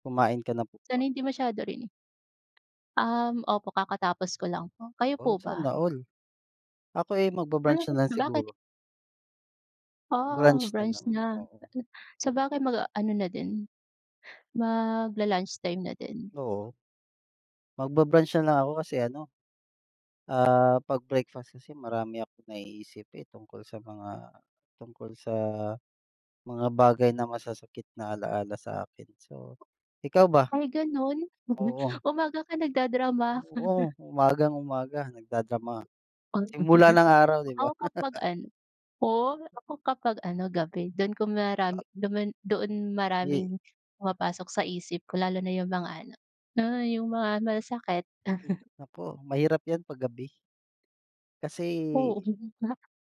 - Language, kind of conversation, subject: Filipino, unstructured, Paano mo tinutulungan ang sarili mo na makaahon mula sa masasakit na alaala?
- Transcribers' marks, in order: chuckle; chuckle; chuckle